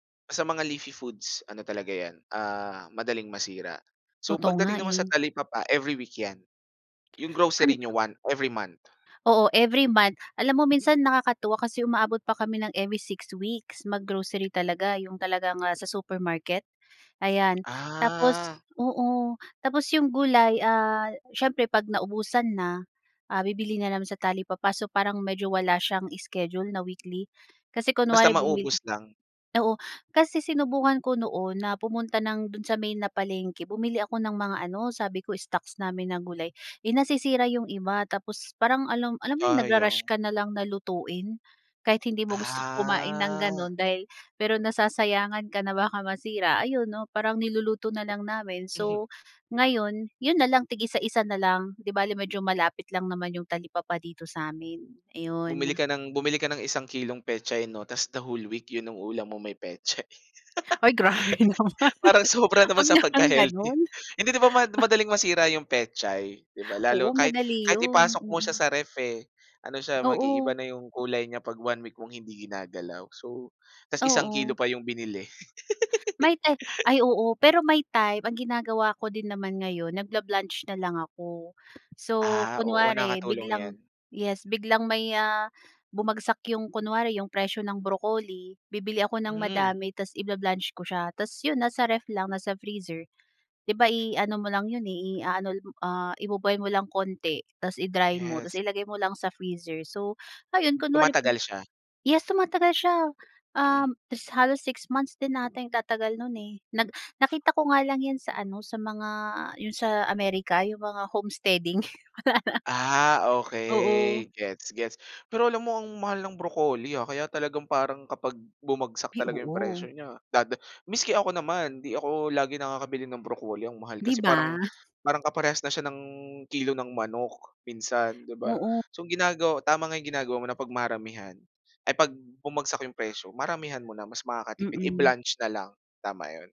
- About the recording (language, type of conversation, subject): Filipino, podcast, Paano ka nakakatipid para hindi maubos ang badyet sa masustansiyang pagkain?
- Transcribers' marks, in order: other background noise; tapping; sigh; unintelligible speech; inhale; drawn out: "Ah"; sad: "Sayang"; drawn out: "Ah"; inhale; throat clearing; joyful: "Ay, grabe naman. Wag namang gano'n"; laughing while speaking: "grabe naman. Wag namang"; laugh; inhale; giggle; laugh; inhale; inhale